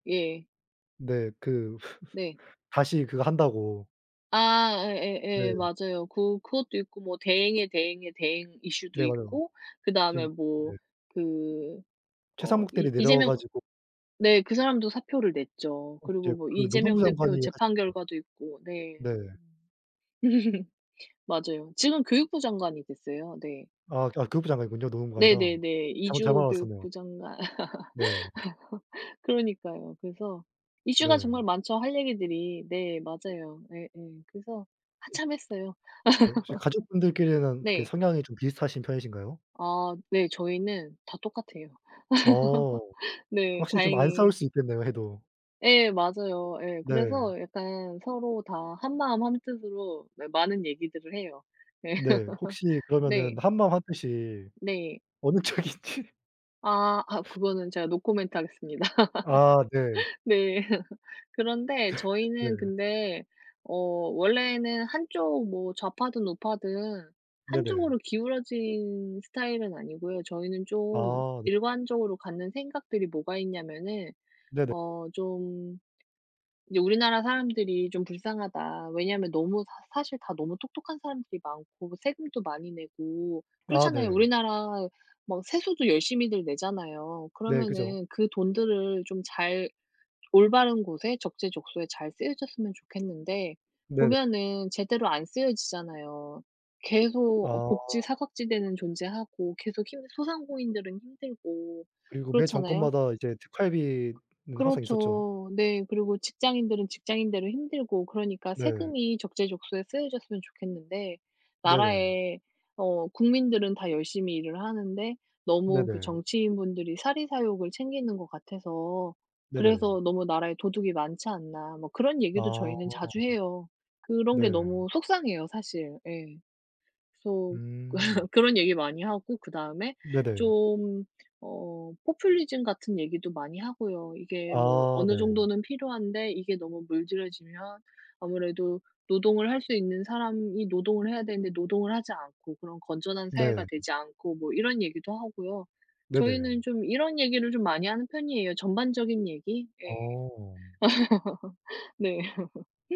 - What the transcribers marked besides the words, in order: laugh; tapping; other background noise; unintelligible speech; laugh; laugh; laugh; laugh; laugh; laughing while speaking: "하겠습니다"; laugh; laughing while speaking: "네"; laugh; laugh
- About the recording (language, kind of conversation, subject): Korean, unstructured, 정치 이야기를 하면서 좋았던 경험이 있나요?